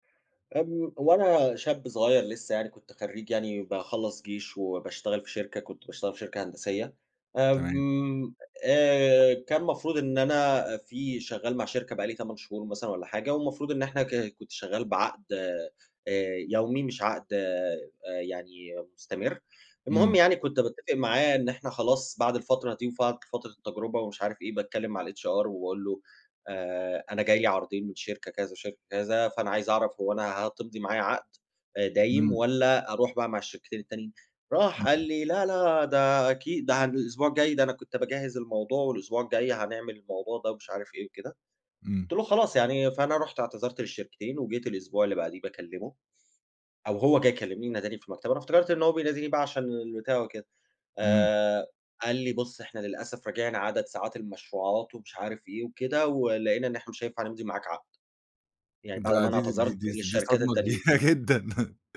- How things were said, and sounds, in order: in English: "الHR"; other background noise; laughing while speaking: "كبيرة جدًا"
- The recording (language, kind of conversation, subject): Arabic, podcast, إزاي بتتعامل مع الخوف وقت التغيير؟